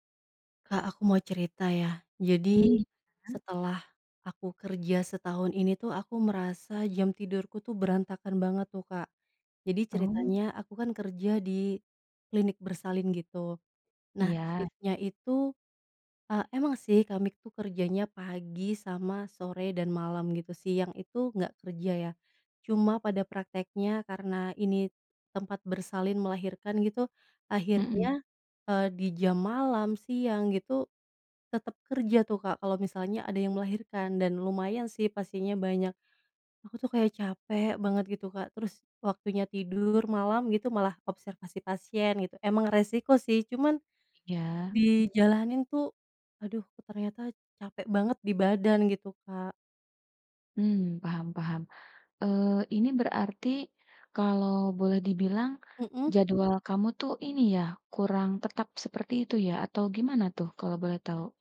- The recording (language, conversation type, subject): Indonesian, advice, Bagaimana cara mengatasi jam tidur yang berantakan karena kerja shift atau jadwal yang sering berubah-ubah?
- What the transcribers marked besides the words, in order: in English: "shift-nya"; tapping; other background noise